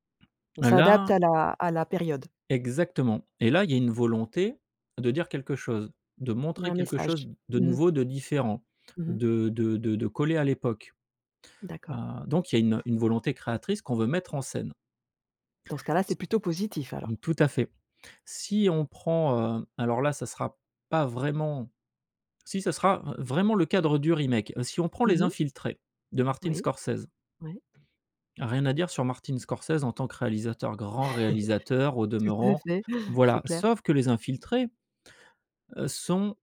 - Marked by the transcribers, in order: other background noise; chuckle; stressed: "grand"
- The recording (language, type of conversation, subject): French, podcast, Que penses-tu des remakes et des reboots aujourd’hui ?